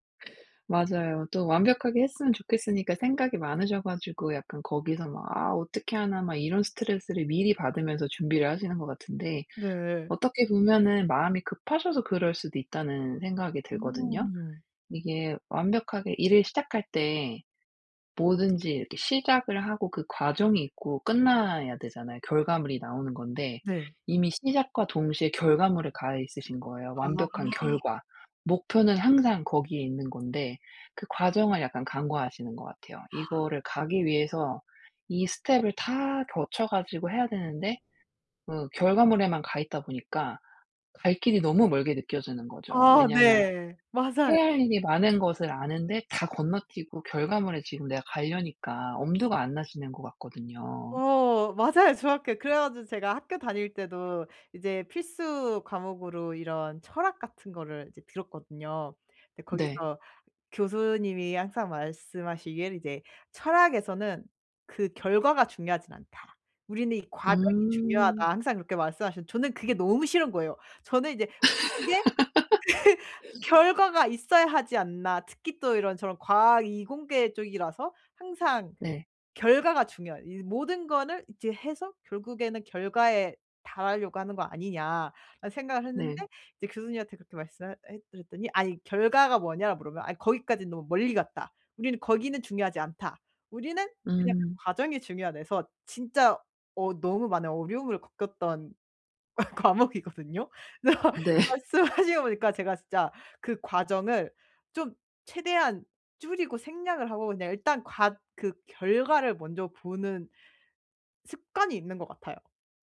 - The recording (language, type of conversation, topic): Korean, advice, 어떻게 하면 실패가 두렵지 않게 새로운 도전을 시도할 수 있을까요?
- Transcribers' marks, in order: other background noise; in English: "스텝을"; tapping; laugh; laugh; laughing while speaking: "과목이거든요. 그래서 말씀을 하시고 보니까"; laugh